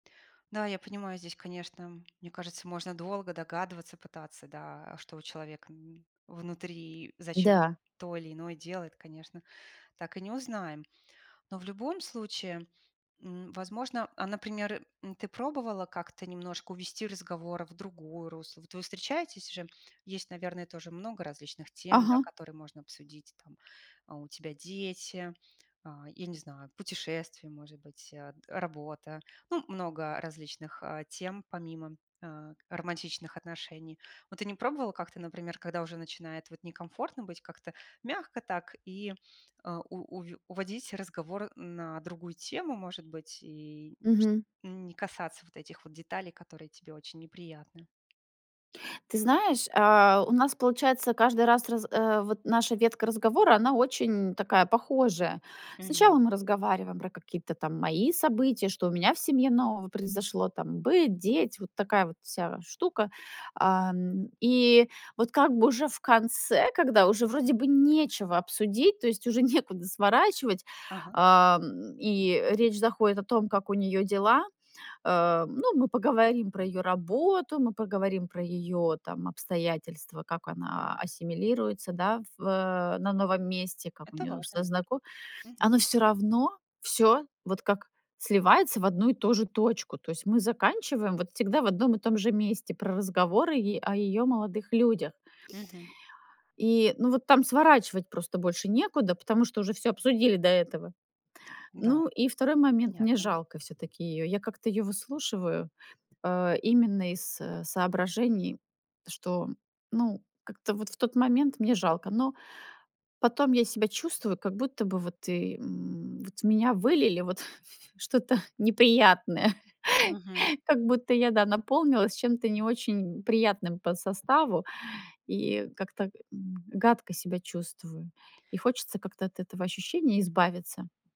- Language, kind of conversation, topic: Russian, advice, С какими трудностями вы сталкиваетесь при установлении личных границ в дружбе?
- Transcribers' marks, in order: laughing while speaking: "некуда"; tapping; laughing while speaking: "вот что-то неприятное"; chuckle